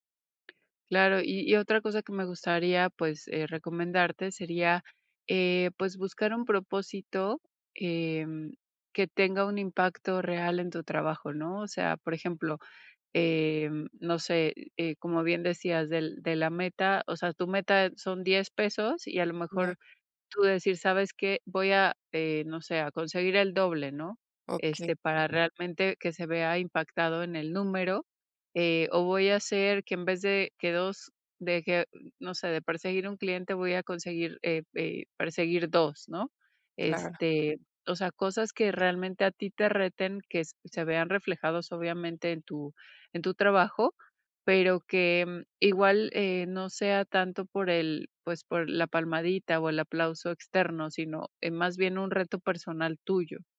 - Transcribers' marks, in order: tapping
- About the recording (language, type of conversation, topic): Spanish, advice, ¿Cómo puedo mantener mi motivación en el trabajo cuando nadie reconoce mis esfuerzos?